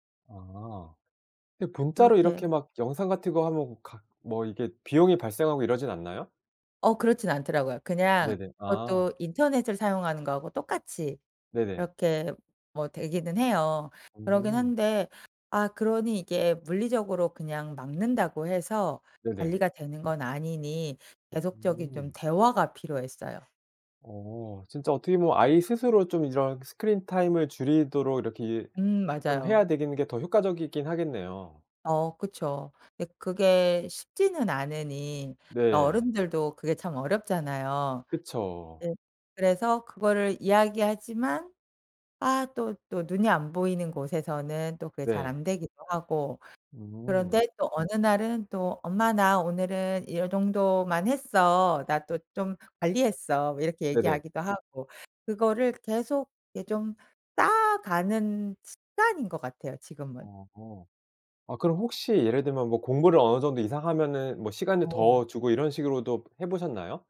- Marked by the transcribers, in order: in English: "스크린 타임을"
- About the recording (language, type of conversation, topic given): Korean, podcast, 아이들의 화면 시간을 어떻게 관리하시나요?